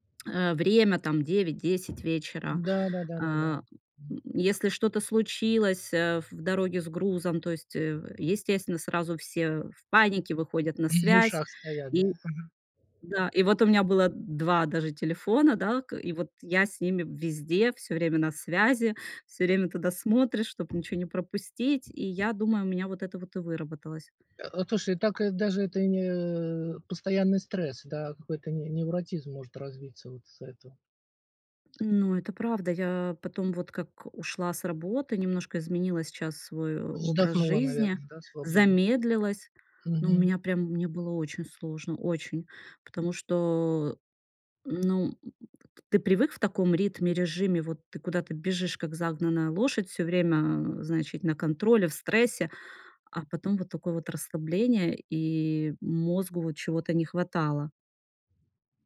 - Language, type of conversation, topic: Russian, podcast, Что вы думаете о цифровом детоксе и как его организовать?
- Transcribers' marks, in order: tapping